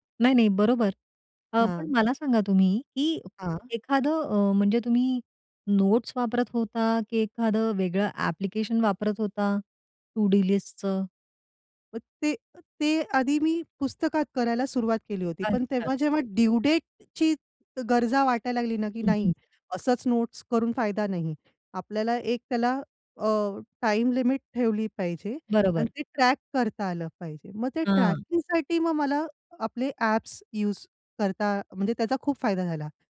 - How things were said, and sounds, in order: "डू" said as "डी"; other background noise; in English: "ड्यू डेटची"; in English: "टाईम लिमिट"; in English: "ट्रॅक"; in English: "ट्रॅकिंगसाठी"
- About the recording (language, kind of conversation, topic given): Marathi, podcast, कुठल्या कामांची यादी तयार करण्याच्या अनुप्रयोगामुळे तुमचं काम अधिक सोपं झालं?